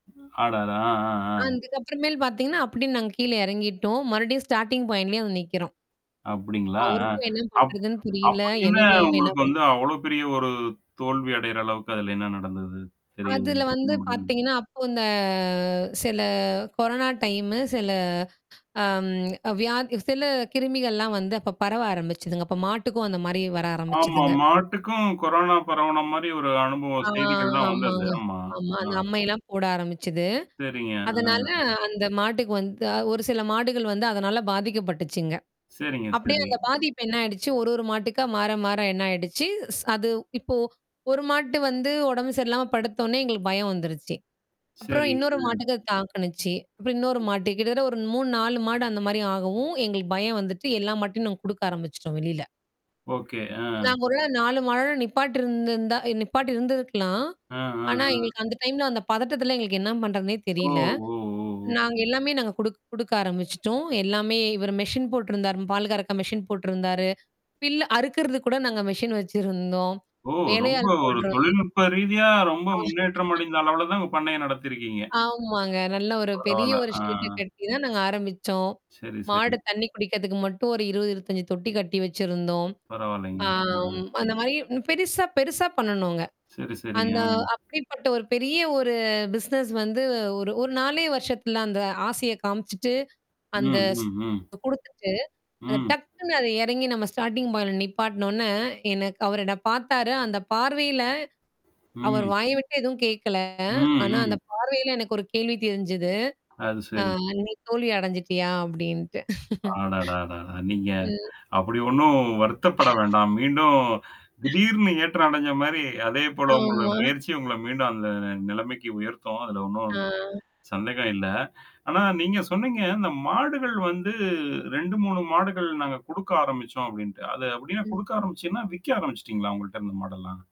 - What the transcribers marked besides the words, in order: mechanical hum; static; distorted speech; tapping; in English: "ஸ்டார்ட்டிங் பாயிண்ட்லேயே"; drawn out: "இந்த"; other background noise; drawn out: "ஆ"; background speech; "தாக்குச்சி" said as "தாக்குணிச்சி"; "மாடோட" said as "மாலோல்"; in English: "மெஷின்"; in English: "மெஷின்"; in English: "மெஷின்"; laugh; in English: "ஷட்ட"; in English: "பிசினஸ்"; in English: "ஸ்டார்ட்டிங் பாயின்ட்ல"; laugh
- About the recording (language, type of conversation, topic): Tamil, podcast, ஒரு பெரிய தோல்விக்குப் பிறகு நீங்கள் எப்படி மீண்டீர்கள்?